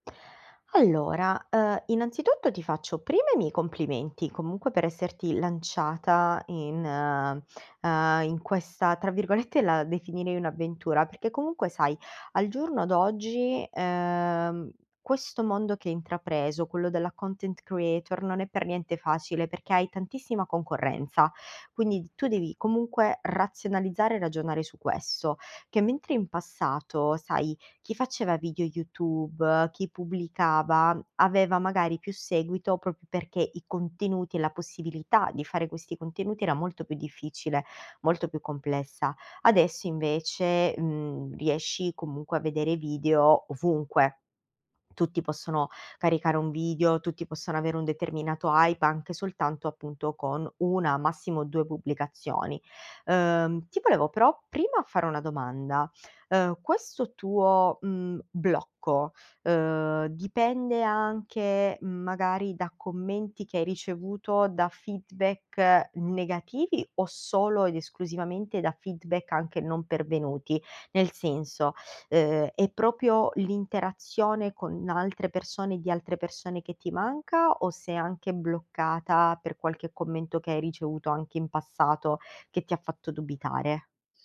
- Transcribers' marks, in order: "proprio" said as "propo"; in English: "hype"; in English: "feedback"; in English: "feedback"; "proprio" said as "propio"
- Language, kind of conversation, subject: Italian, advice, Come posso superare il blocco creativo e la paura di pubblicare o mostrare il mio lavoro?
- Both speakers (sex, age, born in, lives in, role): female, 25-29, Italy, Italy, user; female, 30-34, Italy, Italy, advisor